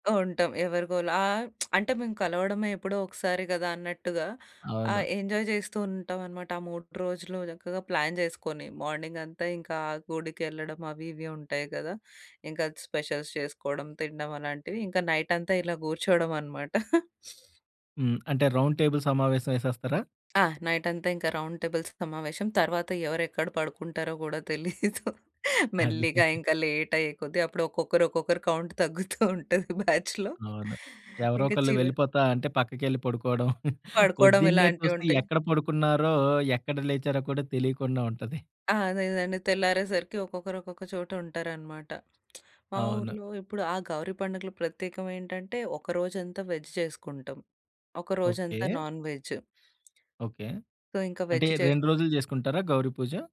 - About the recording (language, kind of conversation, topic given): Telugu, podcast, పండుగల కోసం పెద్దగా వంట చేస్తే ఇంట్లో పనులను ఎలా పంచుకుంటారు?
- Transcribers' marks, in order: lip smack; in English: "ఎంజాయ్"; in English: "ప్లాన్"; in English: "స్పెషల్స్"; chuckle; in English: "రౌండ్ టేబుల్"; in English: "రౌండ్ టేబుల్"; laughing while speaking: "తెలీదు. మెల్లిగా ఇంకా లేటయ్యేకొద్ది అప్పుడు ఒక్కొక్కరు ఒక్కొక్కరు కౌంట్ తగ్గుతూ ఉంటది బ్యాచ్‌లో"; chuckle; in English: "కౌంట్"; in English: "బ్యాచ్‌లో"; chuckle; other background noise; lip smack; in English: "వెజ్"; in English: "నాన్‌వెజ్. సో"; in English: "వెజ్"